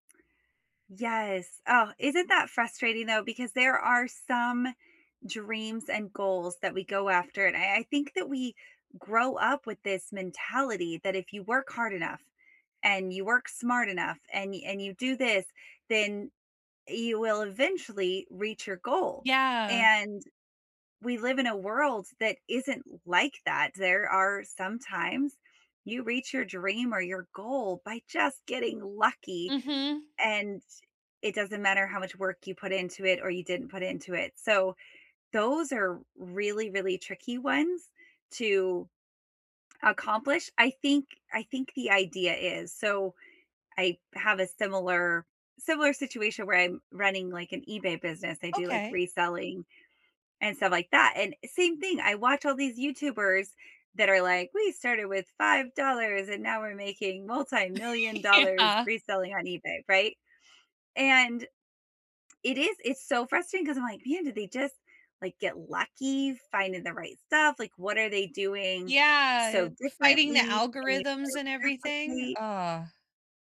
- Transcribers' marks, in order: tapping; laugh; laughing while speaking: "Yeah"
- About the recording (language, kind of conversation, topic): English, unstructured, What dreams do you think are worth chasing no matter the cost?
- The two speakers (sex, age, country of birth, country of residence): female, 30-34, United States, United States; female, 35-39, United States, United States